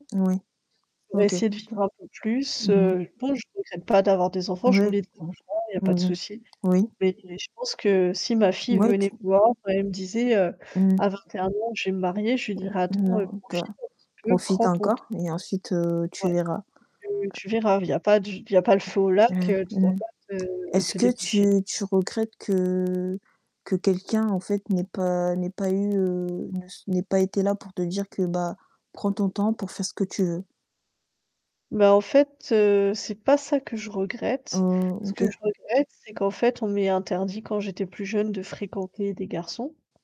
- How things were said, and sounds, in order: static; other noise; mechanical hum; tapping; distorted speech; other background noise
- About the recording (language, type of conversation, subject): French, unstructured, La gestion des attentes familiales est-elle plus délicate dans une amitié ou dans une relation amoureuse ?